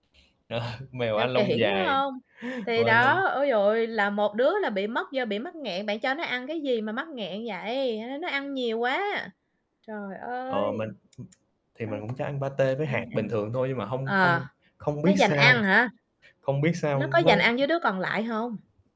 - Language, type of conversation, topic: Vietnamese, unstructured, Bạn đã bao giờ nghĩ đến việc nhận nuôi thú cưng từ trại cứu hộ chưa?
- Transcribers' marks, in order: static; laughing while speaking: "Ờ"; laughing while speaking: "kiểng"; tapping; tsk; other noise